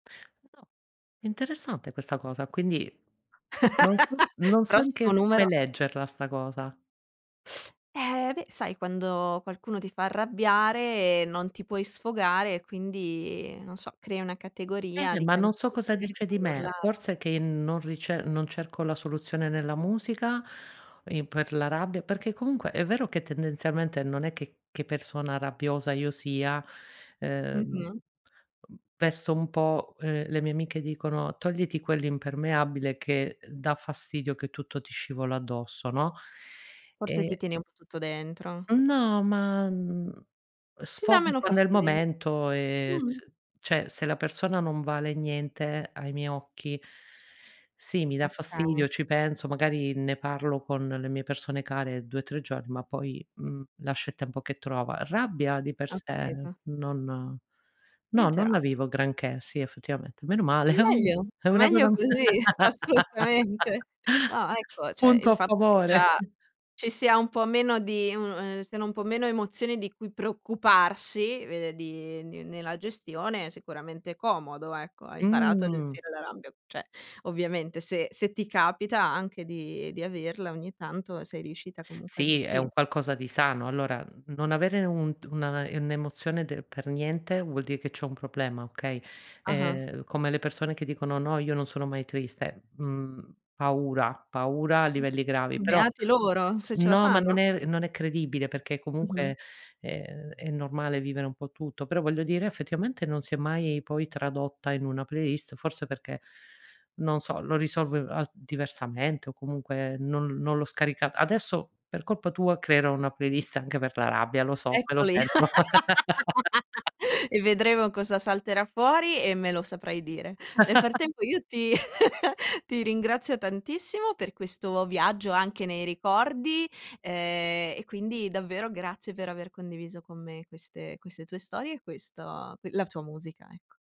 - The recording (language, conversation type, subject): Italian, podcast, Hai una playlist legata a ricordi precisi?
- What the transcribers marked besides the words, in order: tapping; laugh; "neanche" said as "nche"; teeth sucking; other background noise; lip smack; "cioè" said as "ceh"; inhale; laughing while speaking: "assolutamente"; laughing while speaking: "è un"; "cioè" said as "ceh"; laugh; chuckle; drawn out: "Mh"; "cioè" said as "ceh"; other noise; inhale; laugh; chuckle; laugh